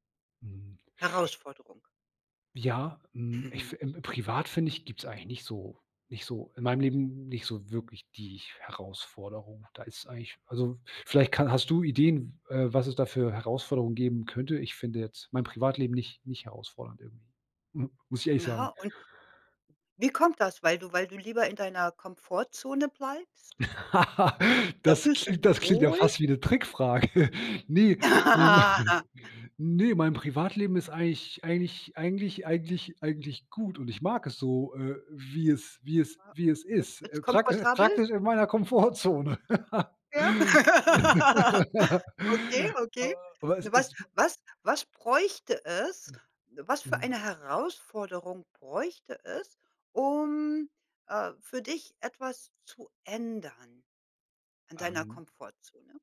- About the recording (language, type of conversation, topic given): German, podcast, Wie motivierst du dich, aus deiner Komfortzone herauszutreten?
- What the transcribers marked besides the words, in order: other background noise; laughing while speaking: "Mhm"; stressed: "die"; chuckle; laugh; laughing while speaking: "Trickfrage!"; laughing while speaking: "Ha ha ha"; giggle; unintelligible speech; laugh; laughing while speaking: "Komfortzone"; laugh; drawn out: "um"